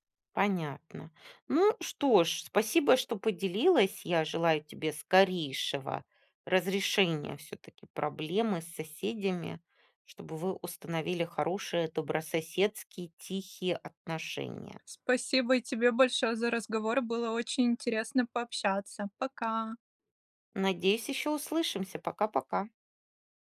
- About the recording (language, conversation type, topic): Russian, podcast, Как наладить отношения с соседями?
- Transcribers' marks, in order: none